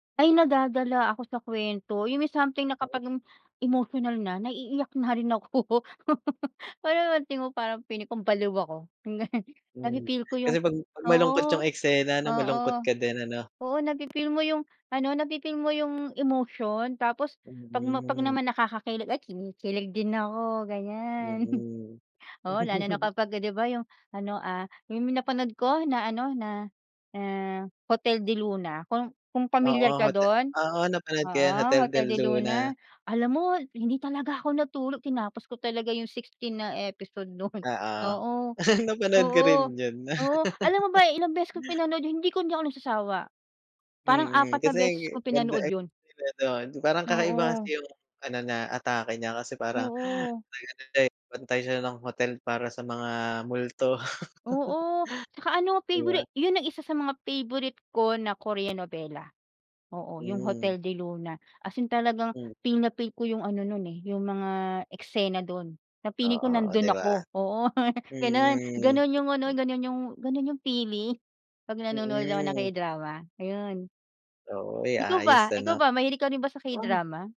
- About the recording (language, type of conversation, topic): Filipino, unstructured, Ano ang nararamdaman mo kapag nanonood ka ng dramang palabas o romansa?
- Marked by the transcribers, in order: laugh; other background noise; tapping; laugh; laugh; laugh; laugh